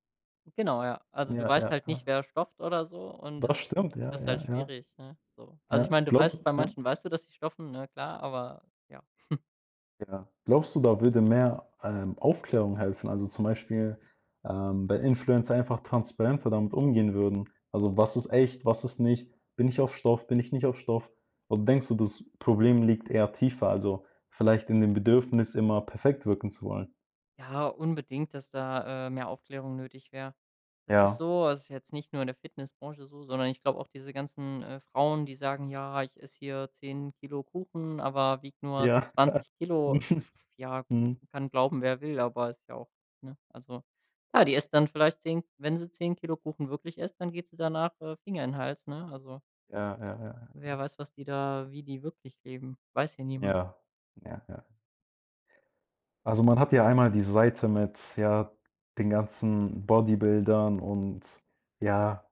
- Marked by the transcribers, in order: tapping; other background noise; chuckle; chuckle
- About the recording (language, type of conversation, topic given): German, podcast, Wie beeinflussen Influencer deiner Meinung nach Schönheitsideale?